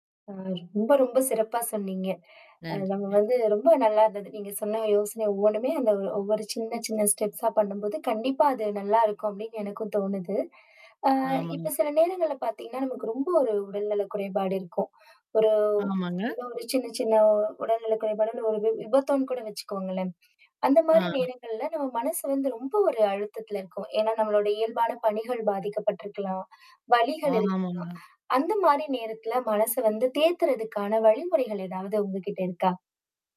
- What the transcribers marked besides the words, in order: static; distorted speech; in English: "ஸ்டெப்ஸா"; other background noise
- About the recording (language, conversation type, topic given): Tamil, podcast, உடல்நிலையும் மனநிலையும் ஒருமுகக் கவன நிலையுடன் தொடர்புடையதா?